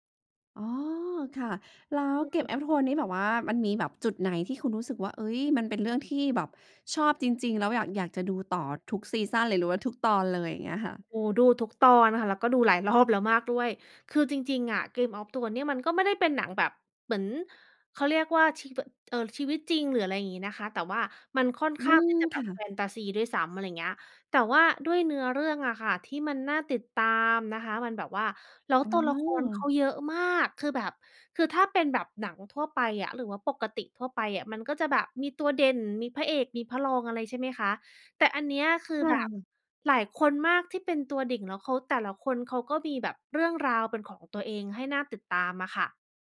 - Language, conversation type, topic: Thai, podcast, อะไรที่ทำให้หนังเรื่องหนึ่งโดนใจคุณได้ขนาดนั้น?
- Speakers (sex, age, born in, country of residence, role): female, 35-39, Thailand, Thailand, host; female, 35-39, Thailand, United States, guest
- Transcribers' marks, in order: "Game of Thrones" said as "Game af Thrones"; stressed: "มาก"; "เด่น" said as "ดิ๋ง"